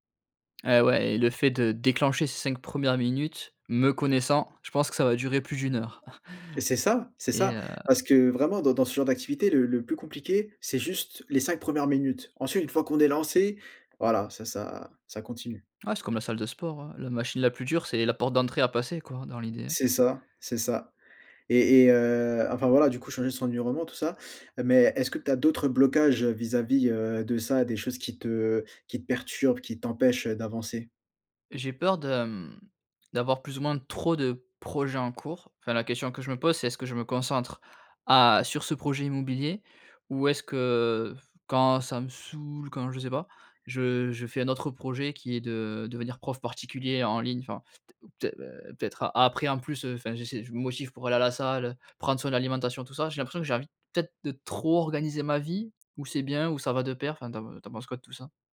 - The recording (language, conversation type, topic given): French, advice, Pourquoi ai-je tendance à procrastiner avant d’accomplir des tâches importantes ?
- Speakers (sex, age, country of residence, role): male, 20-24, France, advisor; male, 30-34, France, user
- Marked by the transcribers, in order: chuckle; stressed: "trop"